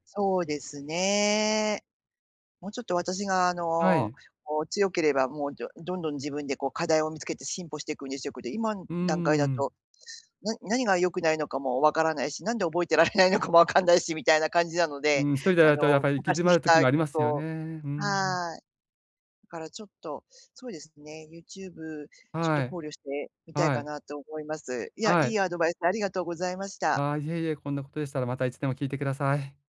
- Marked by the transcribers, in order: laughing while speaking: "られないのかも分かんないし"
- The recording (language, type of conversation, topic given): Japanese, advice, 内的動機づけと外的報酬を両立させて習慣を続けるにはどうすればよいですか？